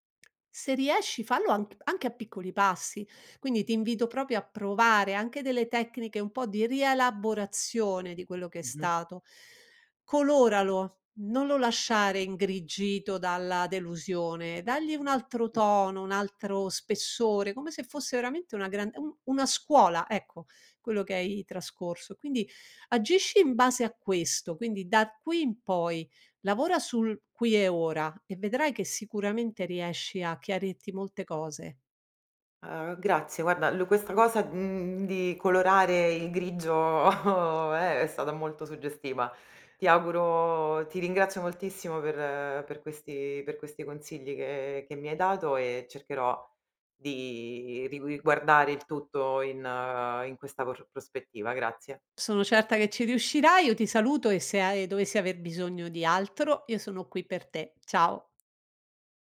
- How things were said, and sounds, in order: "proprio" said as "propio"; unintelligible speech; chuckle
- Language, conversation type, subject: Italian, advice, Come posso gestire la paura del rifiuto e del fallimento?